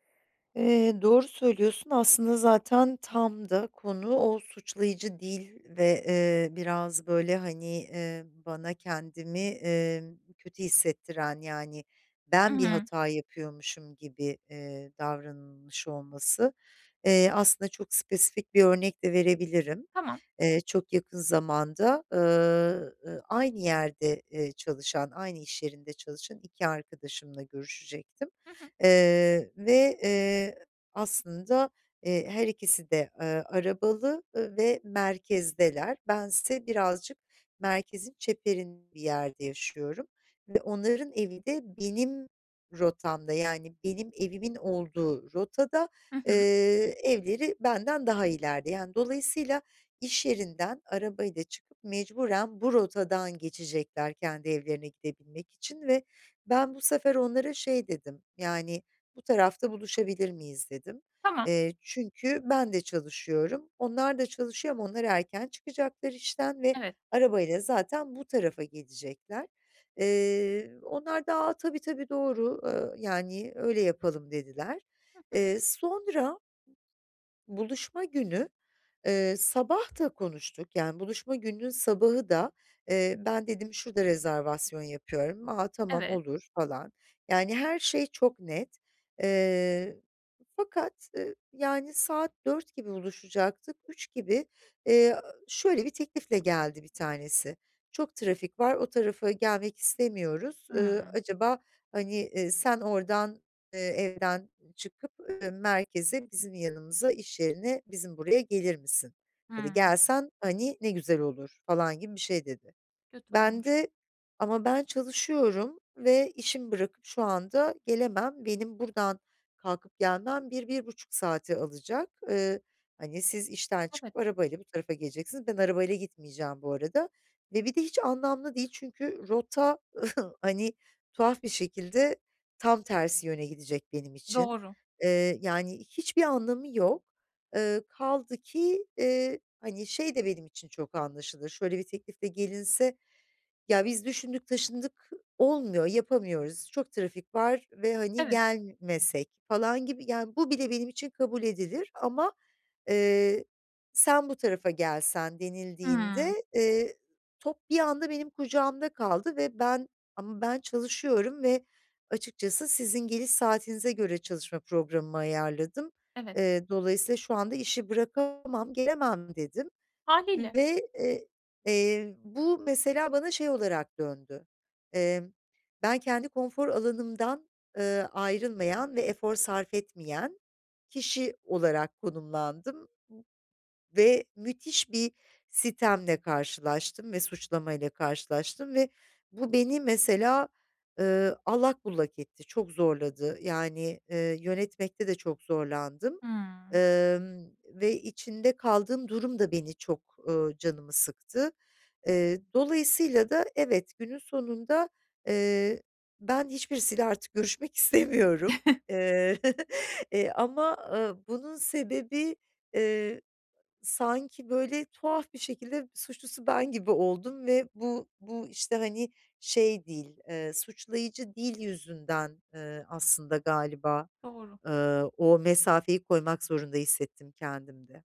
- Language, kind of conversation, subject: Turkish, advice, Hayatımda son zamanlarda olan değişiklikler yüzünden arkadaşlarımla aram açılıyor; bunu nasıl dengeleyebilirim?
- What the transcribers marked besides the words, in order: chuckle; laughing while speaking: "görüşmek istemiyorum"; chuckle